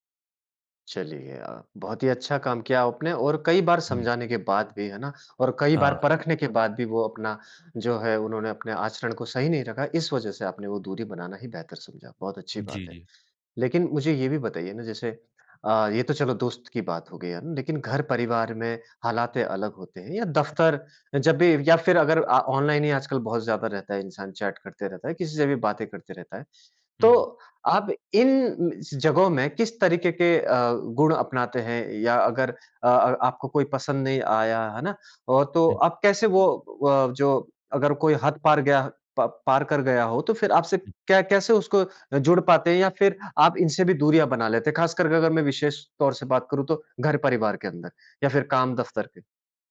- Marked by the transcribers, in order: none
- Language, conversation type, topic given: Hindi, podcast, कोई बार-बार आपकी हद पार करे तो आप क्या करते हैं?